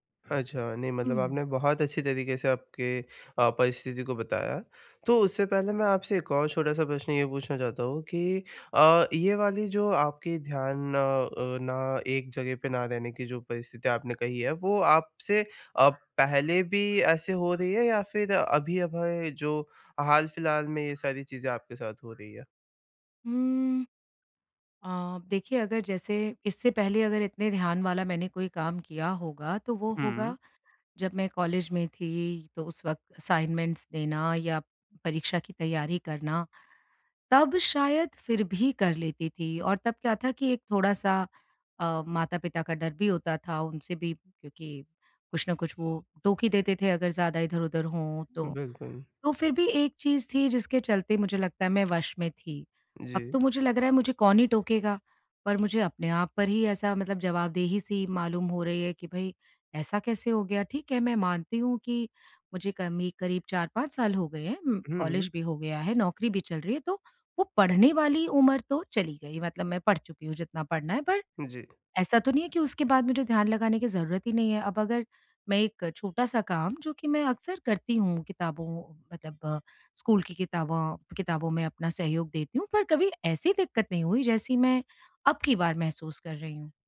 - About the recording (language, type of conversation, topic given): Hindi, advice, लंबे समय तक ध्यान बनाए रखना
- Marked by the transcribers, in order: tapping; in English: "असाइनमेंट्स"